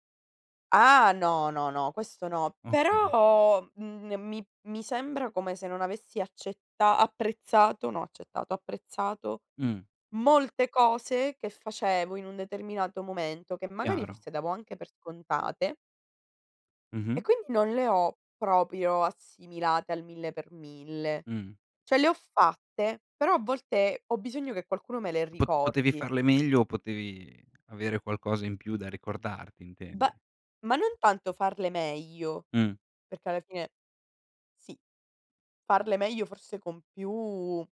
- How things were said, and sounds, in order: "Chiaro" said as "iaro"; "proprio" said as "propio"
- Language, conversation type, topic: Italian, podcast, Che consiglio daresti al tuo io più giovane?